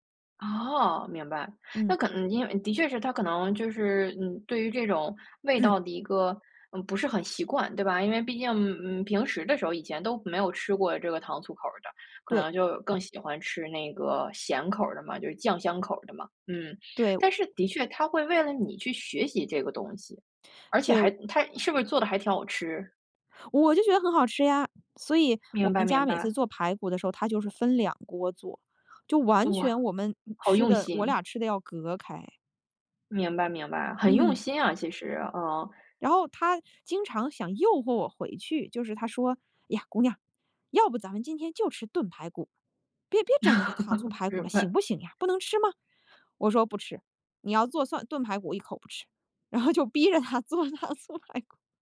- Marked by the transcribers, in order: laugh; laughing while speaking: "明白"; laughing while speaking: "然后就逼着他做糖醋排骨"
- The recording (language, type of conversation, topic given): Chinese, podcast, 有什么食物让你一吃就觉得这就是家？